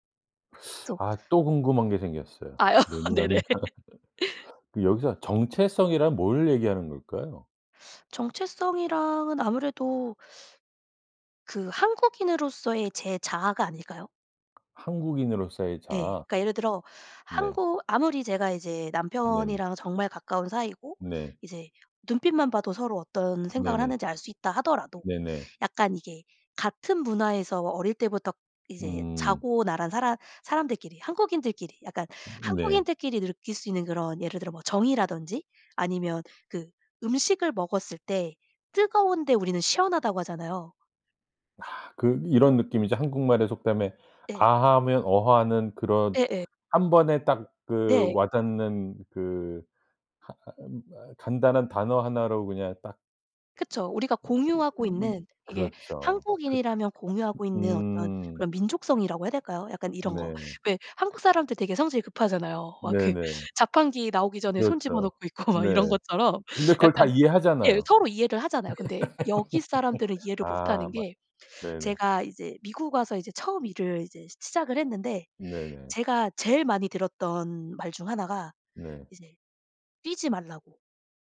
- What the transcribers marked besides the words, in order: teeth sucking; unintelligible speech; laughing while speaking: "아 네네"; laugh; tapping; other background noise; laughing while speaking: "있고"; laugh
- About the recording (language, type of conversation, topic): Korean, podcast, 언어가 정체성에 어떤 역할을 한다고 생각하시나요?